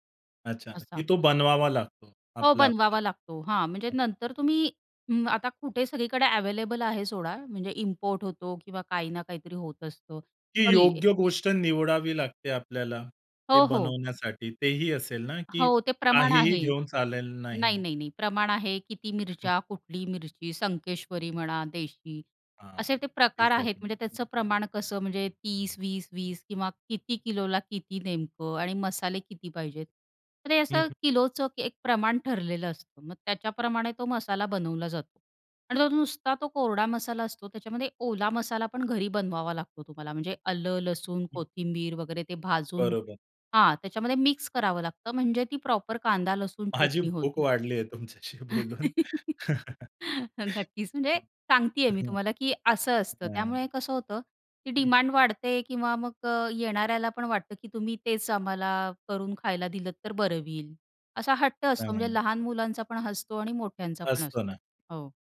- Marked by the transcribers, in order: other background noise; tapping; other noise; in English: "एक्झॅक्टली"; in English: "प्रॉपर"; laugh; laughing while speaking: "तुमच्याशी बोलून"; chuckle
- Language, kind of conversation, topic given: Marathi, podcast, तुमच्या घरच्या रोजच्या जेवणात कोणते पारंपरिक पदार्थ नेहमी असतात?